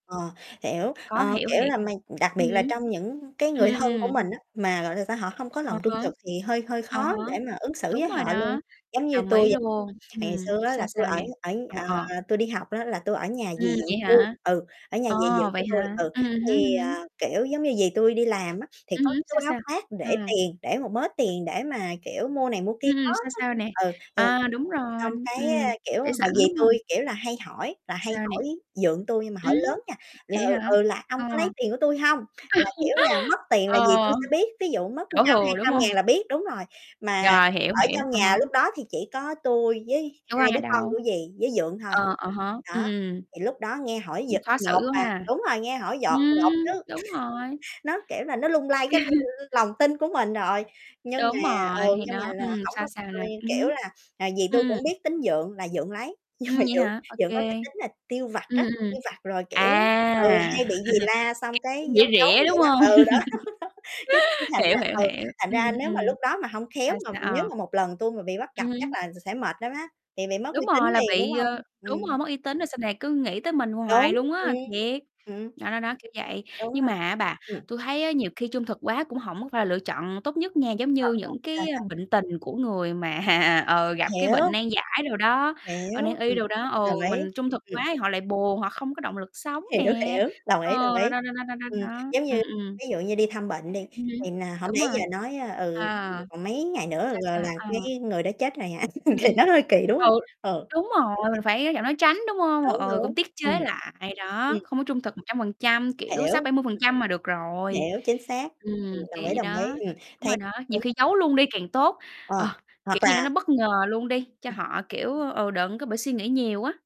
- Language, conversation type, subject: Vietnamese, unstructured, Theo bạn, lòng trung thực quan trọng như thế nào?
- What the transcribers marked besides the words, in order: other background noise; tapping; distorted speech; laugh; static; chuckle; unintelligible speech; laughing while speaking: "Nhưng mà"; chuckle; unintelligible speech; laughing while speaking: "đó, đó"; laugh; laughing while speaking: "mà"; laughing while speaking: "Hiểu, hiểu"; unintelligible speech; laugh